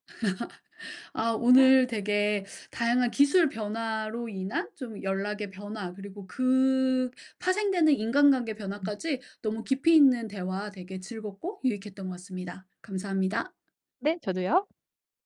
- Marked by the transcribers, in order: laugh; other background noise
- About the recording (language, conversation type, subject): Korean, podcast, 기술의 발달로 인간관계가 어떻게 달라졌나요?